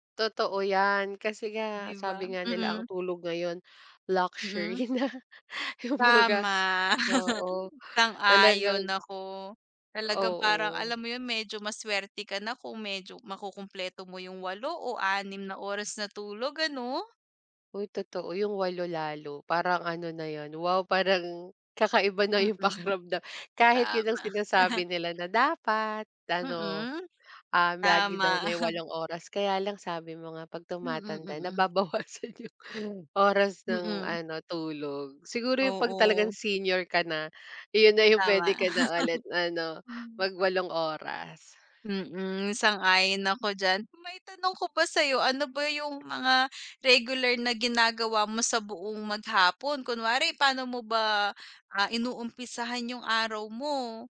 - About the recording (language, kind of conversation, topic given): Filipino, unstructured, Ano ang paborito mong gawin kapag may libreng oras ka?
- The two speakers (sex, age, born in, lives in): female, 25-29, Philippines, Philippines; female, 35-39, Philippines, Philippines
- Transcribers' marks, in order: laugh; laughing while speaking: "na, kumbaga"; chuckle; chuckle; laughing while speaking: "nababawasan yong"; laugh